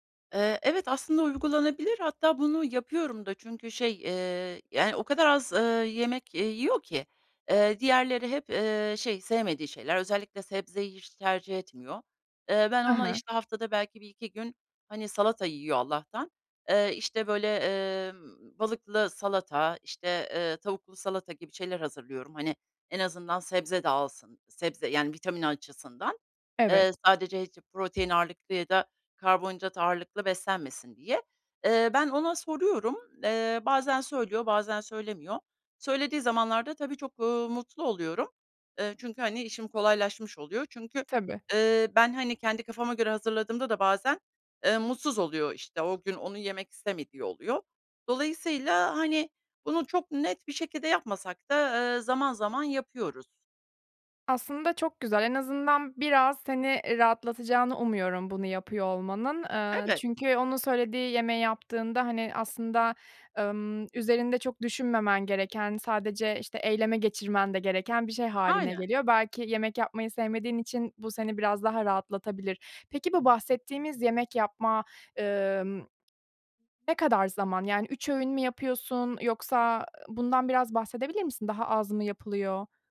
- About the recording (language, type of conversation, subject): Turkish, advice, Motivasyon eksikliğiyle başa çıkıp sağlıklı beslenmek için yemek hazırlamayı nasıl planlayabilirim?
- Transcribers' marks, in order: other background noise; unintelligible speech